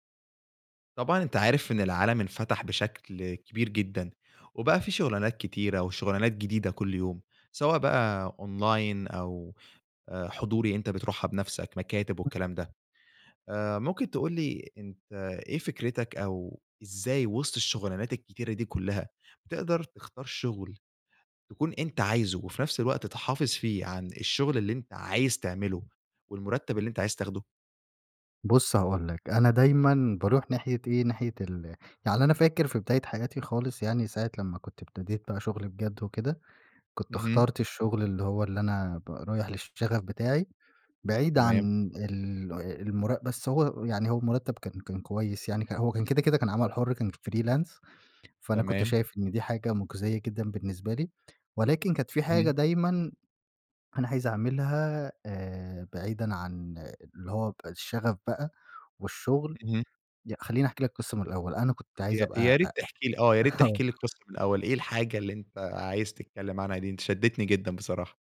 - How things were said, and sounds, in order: in English: "Online"; unintelligible speech; in English: "Freelance"; tapping; laughing while speaking: "آه"; other background noise
- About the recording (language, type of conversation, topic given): Arabic, podcast, إزاي بتوازن بين شغفك والمرتب اللي نفسك فيه؟